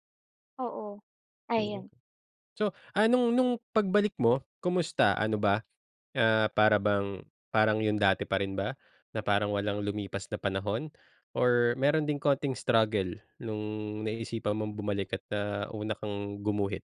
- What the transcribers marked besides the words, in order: none
- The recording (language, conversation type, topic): Filipino, podcast, Anong bagong libangan ang sinubukan mo kamakailan, at bakit?